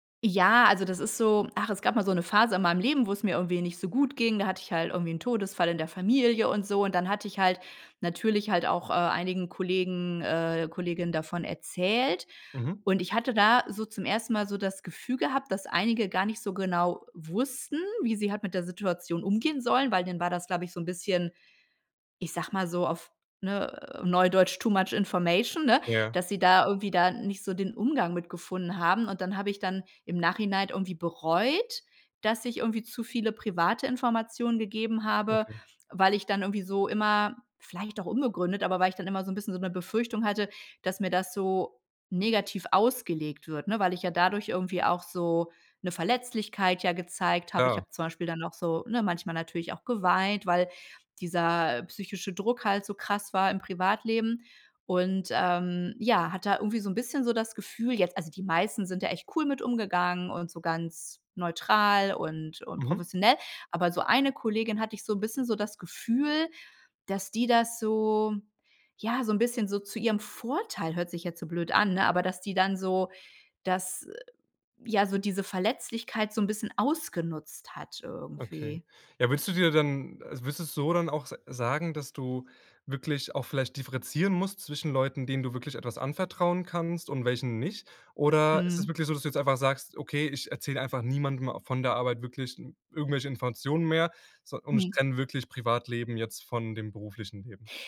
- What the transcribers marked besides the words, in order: in English: "too much information"
- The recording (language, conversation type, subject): German, podcast, Wie schaffst du die Balance zwischen Arbeit und Privatleben?
- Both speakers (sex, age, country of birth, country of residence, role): female, 45-49, Germany, Germany, guest; male, 20-24, Germany, Germany, host